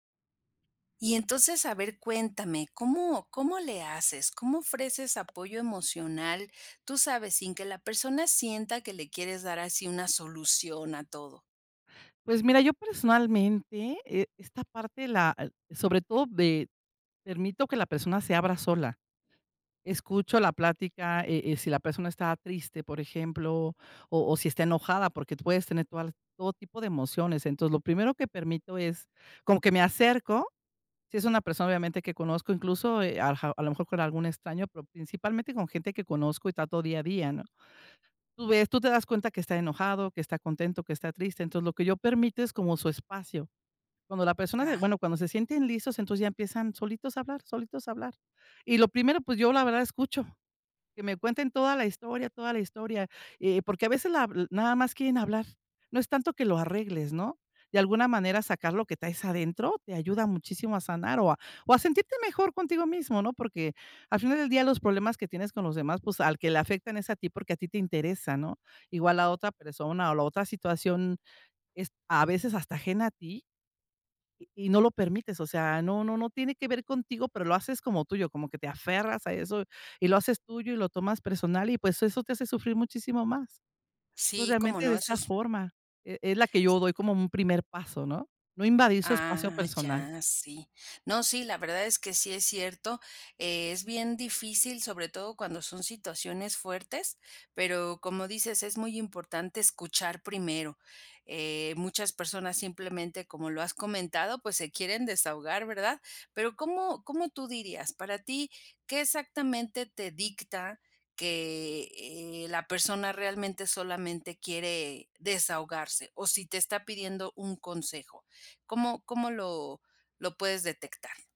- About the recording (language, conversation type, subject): Spanish, podcast, ¿Cómo ofreces apoyo emocional sin intentar arreglarlo todo?
- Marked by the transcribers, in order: tapping